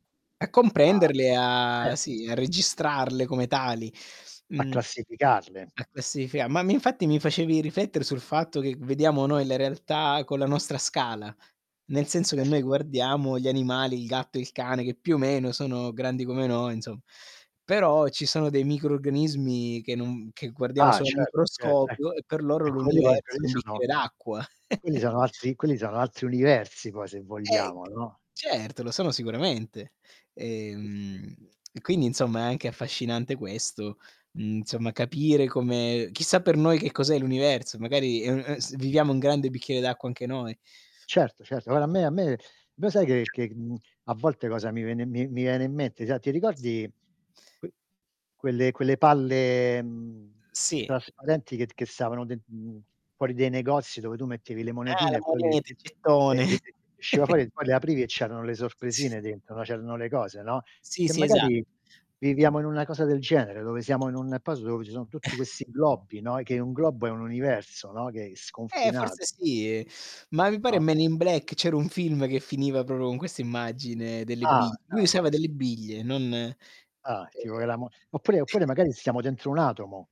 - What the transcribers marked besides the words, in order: static; drawn out: "A"; unintelligible speech; distorted speech; drawn out: "a"; other background noise; "ma infatti" said as "minfatti"; chuckle; other noise; giggle; laughing while speaking: "Sì"; "posto" said as "poso"; "proprio" said as "propo"; unintelligible speech; unintelligible speech
- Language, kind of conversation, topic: Italian, unstructured, Quali paesaggi naturali ti hanno ispirato a riflettere sul senso della tua esistenza?